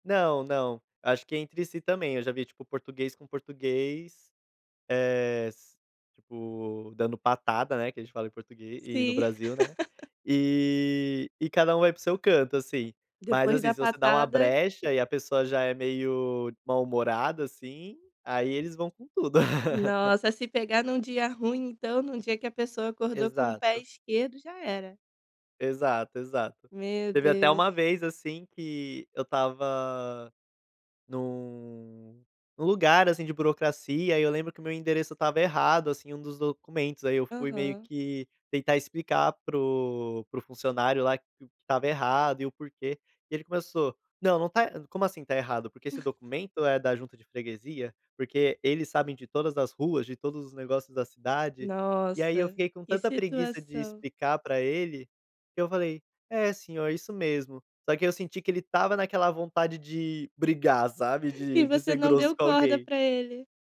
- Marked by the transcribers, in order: laugh; laugh; chuckle
- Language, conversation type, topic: Portuguese, podcast, Já sentiu vergonha ou orgulho da sua origem?